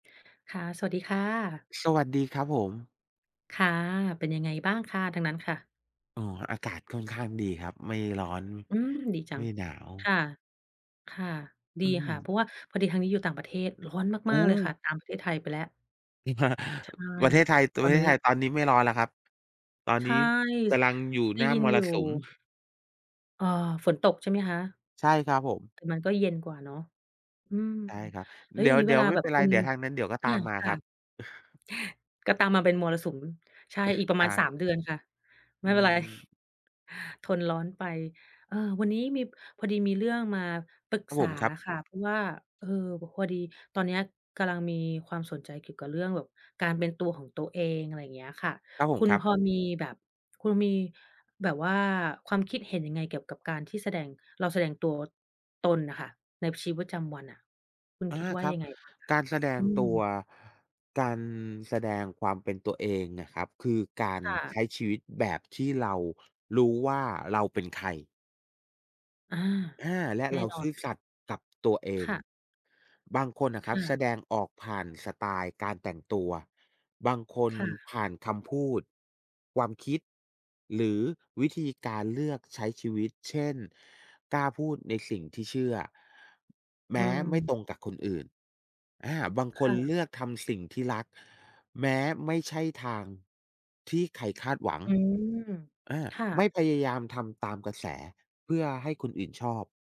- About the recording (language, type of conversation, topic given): Thai, unstructured, คุณแสดงความเป็นตัวเองในชีวิตประจำวันอย่างไร?
- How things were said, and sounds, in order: unintelligible speech; other noise; tapping